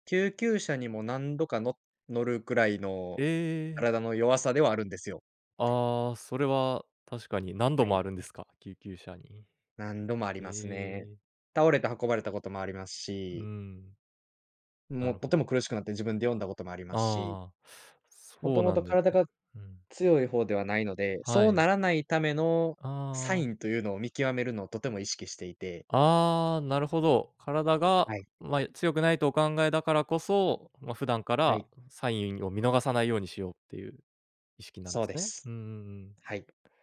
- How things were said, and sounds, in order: none
- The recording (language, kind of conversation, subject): Japanese, podcast, 普段、体の声をどのように聞いていますか？